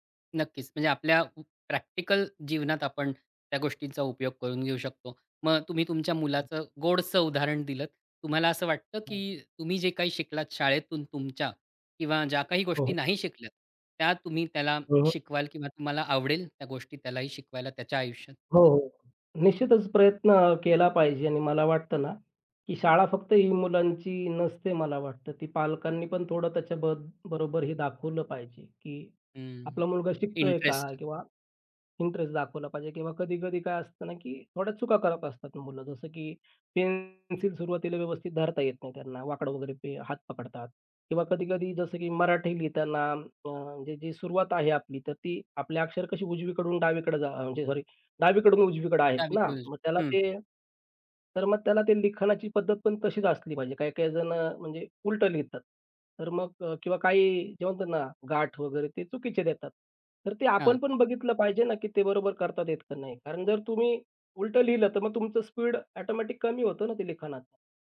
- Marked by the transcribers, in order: other background noise; other noise
- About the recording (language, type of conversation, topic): Marathi, podcast, शाळेत शिकलेलं आजच्या आयुष्यात कसं उपयोगी पडतं?